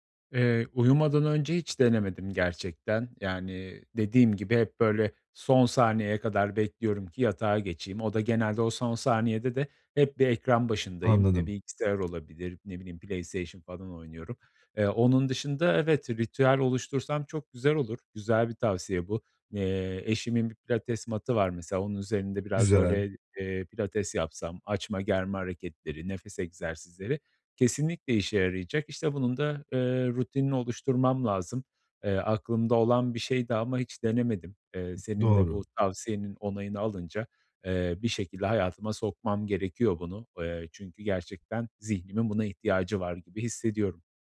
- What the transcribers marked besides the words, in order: in English: "pilates mat'ı"; in English: "pilates"; other background noise
- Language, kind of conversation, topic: Turkish, advice, Uyumadan önce zihnimi sakinleştirmek için hangi basit teknikleri deneyebilirim?